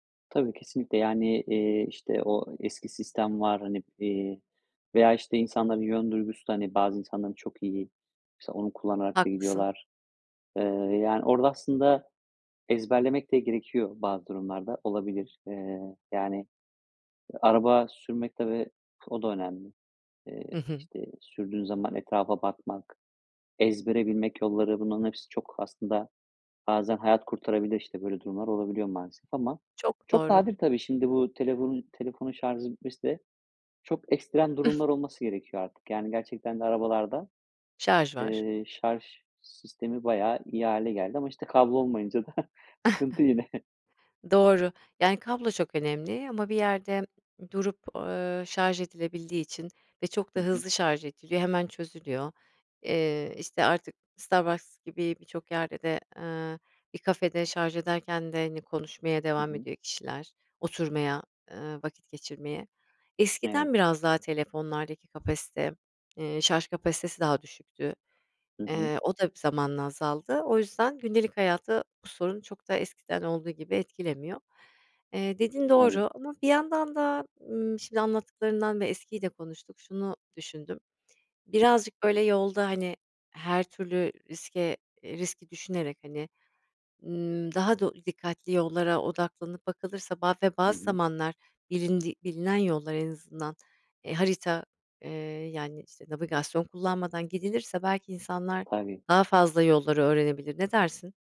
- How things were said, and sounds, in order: other background noise; "şarjı" said as "şarzı"; chuckle; chuckle; tapping
- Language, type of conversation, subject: Turkish, podcast, Telefonunun şarjı bittiğinde yolunu nasıl buldun?